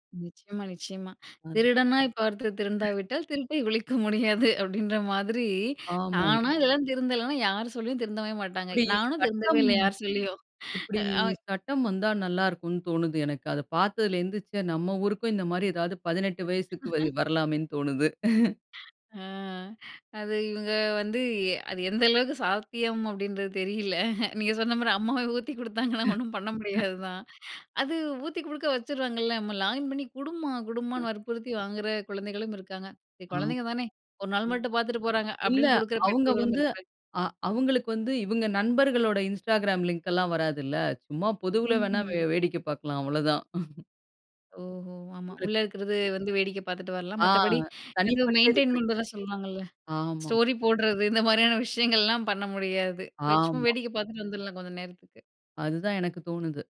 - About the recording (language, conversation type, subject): Tamil, podcast, டிஜிட்டல் சாதனங்களிலிருந்து சில நேரம் விலகிப் பழக ஒரு எளிய முறையைப் பற்றி நீங்கள் பகிர்ந்து கொள்ள முடியுமா?
- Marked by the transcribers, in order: other background noise; laugh; "திருட்டை" said as "திருப்பை"; laugh; chuckle; unintelligible speech; in English: "லாகின்"; chuckle